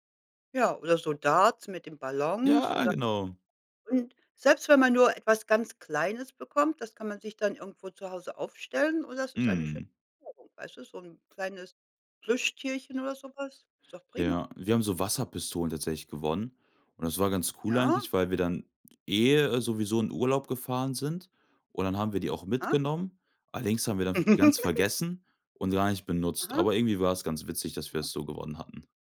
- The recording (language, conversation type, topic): German, podcast, Was macht für dich einen guten Wochenendtag aus?
- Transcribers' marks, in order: other background noise; laugh